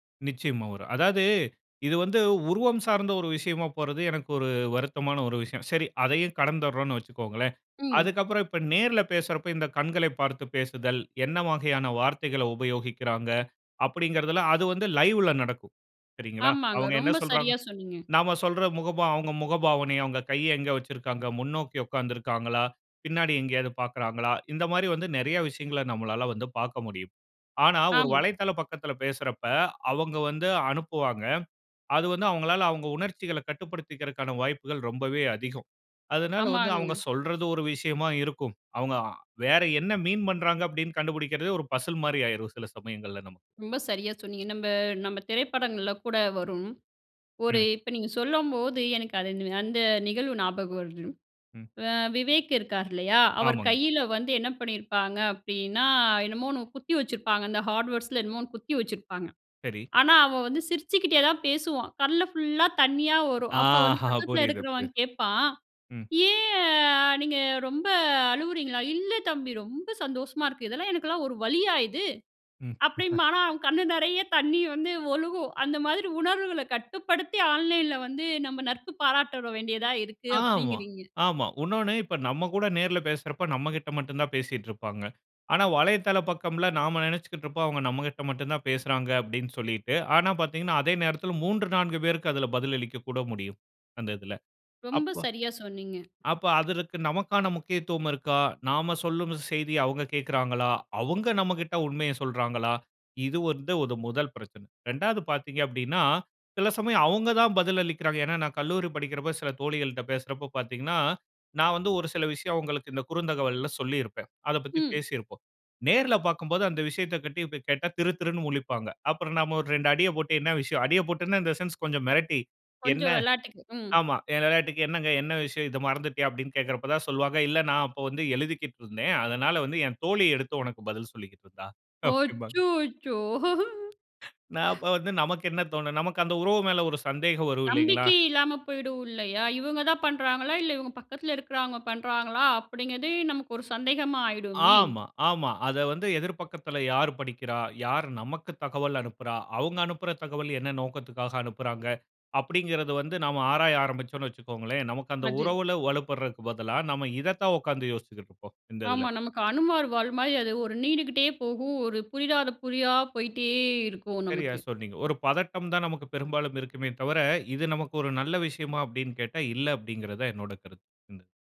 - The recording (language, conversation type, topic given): Tamil, podcast, நேரில் ஒருவரை சந்திக்கும் போது உருவாகும் நம்பிக்கை ஆன்லைனில் எப்படி மாறுகிறது?
- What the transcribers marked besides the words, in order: other background noise; in English: "மீண்"; in English: "பசில்"; "சொல்லும்போது" said as "சொல்லம்போது"; drawn out: "ஏன் அ நீங்க ரொம்ப"; laughing while speaking: "ஆனா, அவன் கண்ணு நெறய தண்ணீ … தொ வேண்டியதா இருக்கு"; chuckle; "பத்தி" said as "கத்தி"; in English: "இன் த சென்ஸ்"; laughing while speaking: "அப்டிம்பாங்க"; surprised: "அச்சசோ!"; inhale; laughing while speaking: "நான், அப்ப வந்து, நமக்கு என்ன தோணும்?"; chuckle; inhale; "புரியாத" said as "புதிராத"; "புதிரா" said as "புரியா"; drawn out: "போயிட்டே"